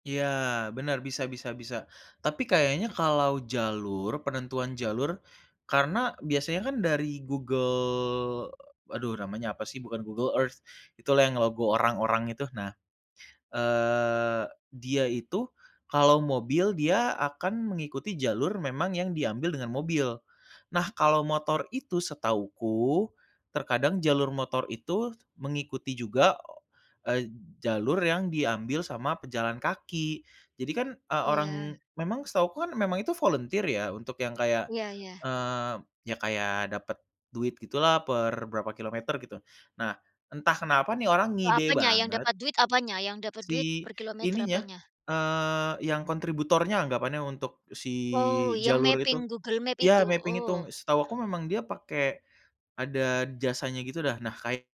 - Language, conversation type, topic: Indonesian, podcast, Apa pengalaman tersesat paling konyol yang pernah kamu alami saat jalan-jalan?
- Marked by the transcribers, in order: drawn out: "Google"; drawn out: "eee"; in English: "mapping"; in English: "mapping"